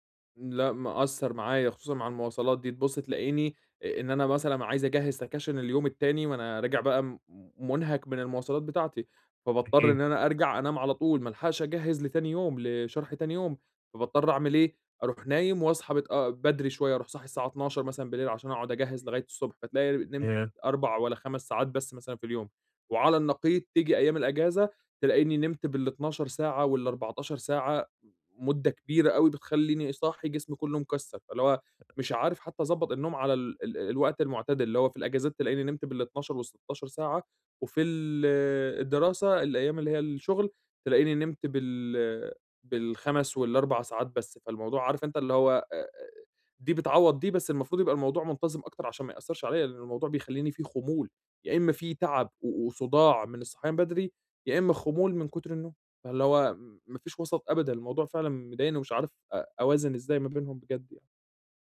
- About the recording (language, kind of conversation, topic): Arabic, advice, إزاي أحط حدود للشغل عشان أبطل أحس بالإرهاق وأستعيد طاقتي وتوازني؟
- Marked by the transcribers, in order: in English: "سكَاشِن"; unintelligible speech